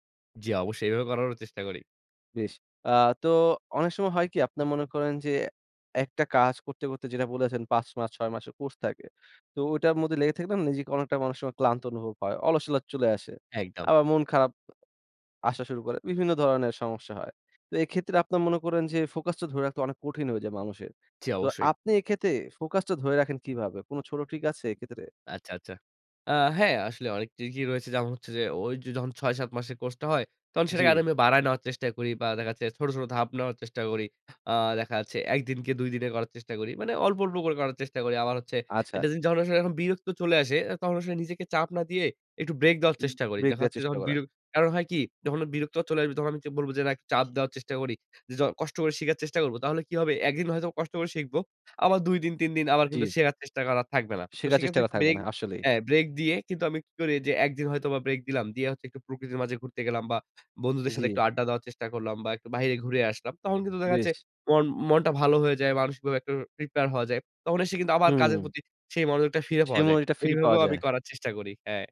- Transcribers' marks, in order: "অলসতা" said as "অলসলতা"
- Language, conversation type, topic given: Bengali, podcast, দীর্ঘ সময় অনুপ্রেরণা ধরে রাখার কৌশল কী?